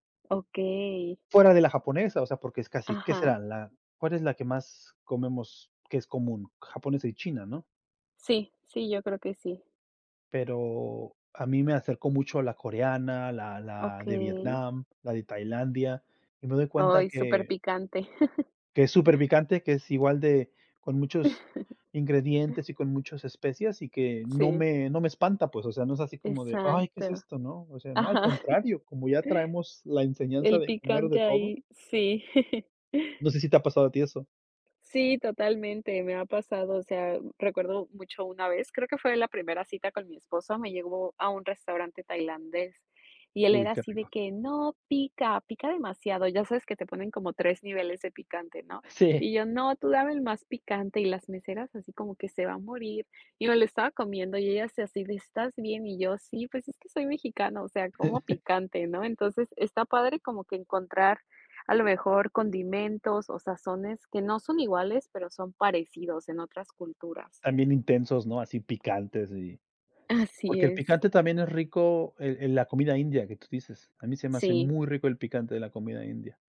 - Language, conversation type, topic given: Spanish, unstructured, ¿Qué papel juega la comida en la identidad cultural?
- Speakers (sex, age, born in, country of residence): female, 30-34, Mexico, United States; male, 40-44, Mexico, United States
- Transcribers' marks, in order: chuckle; chuckle; laughing while speaking: "Ajá"; chuckle; laughing while speaking: "Sí"; chuckle